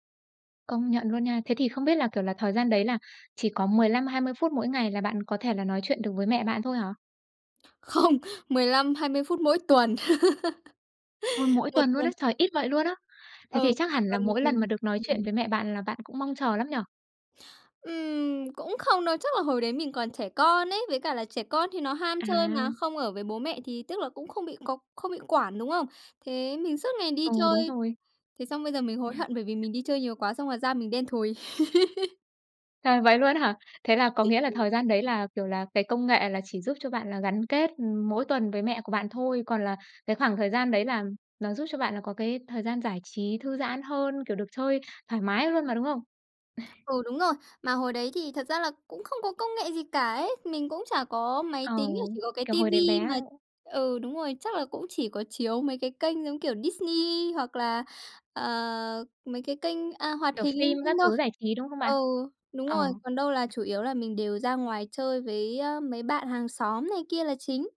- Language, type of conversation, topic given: Vietnamese, podcast, Bạn thấy công nghệ đã thay đổi các mối quan hệ trong gia đình như thế nào?
- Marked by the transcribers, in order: tapping; stressed: "Không"; laugh; "Trời" said as "Xời"; other background noise; laugh; unintelligible speech